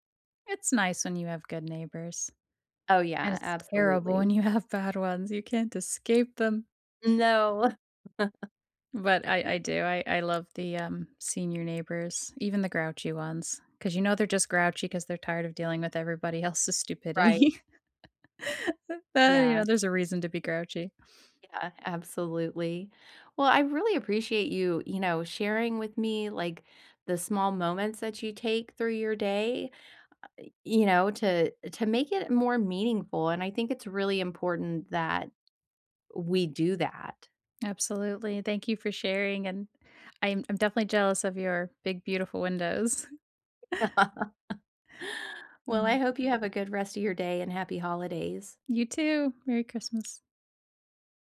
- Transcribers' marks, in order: laughing while speaking: "when you have"; chuckle; laughing while speaking: "stupidity"; laugh; chuckle; laugh
- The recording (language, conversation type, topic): English, unstructured, How can I make moments meaningful without overplanning?